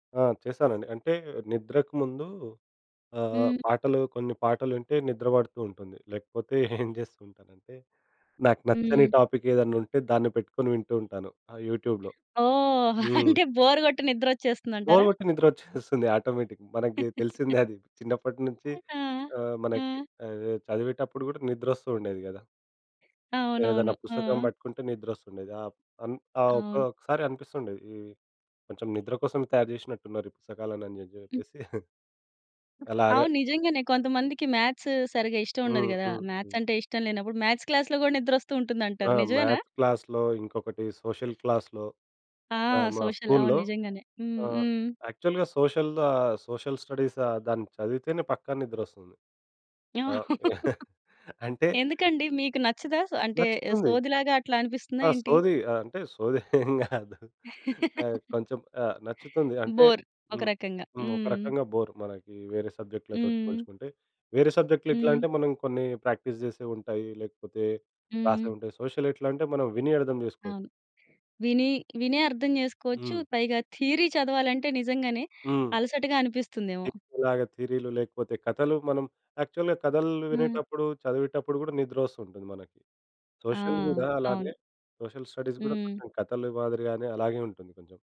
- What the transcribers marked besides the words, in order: chuckle; in English: "టాపిక్"; other background noise; in English: "యూట్యూబ్‌లో"; laughing while speaking: "అంటే బోర్ కొట్టి నిద్ర వచ్చేస్తుందంటారా?"; in English: "బోర్"; in English: "బోర్"; in English: "ఆటోమేటిక్"; tapping; chuckle; in English: "మ్యాథ్స్"; in English: "మ్యాథ్స్"; in English: "మ్యాథ్స్ క్లాస్‌లో"; in English: "మ్యాథ్స్ క్లాస్‌లో"; in English: "సోషల్ క్లాస్‌లో"; in English: "సోషల్"; in English: "యాక్చువల్‌గా సోషల్, ఆహ్, సోషల్ స్టడీస్"; laugh; giggle; chuckle; laugh; in English: "బోర్"; in English: "బోర్"; in English: "సబ్జెక్ట్‌లతోటి"; in English: "ప్రాక్టీస్"; in English: "సోషల్"; in English: "థియరీ"; in English: "యాక్చువల్‌గా"; in English: "సోషల్"; in English: "సోషల్ స్టడీస్"
- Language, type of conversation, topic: Telugu, podcast, రాత్రి బాగా నిద్రపోవడానికి మీకు ఎలాంటి వెలుతురు మరియు శబ్ద వాతావరణం ఇష్టం?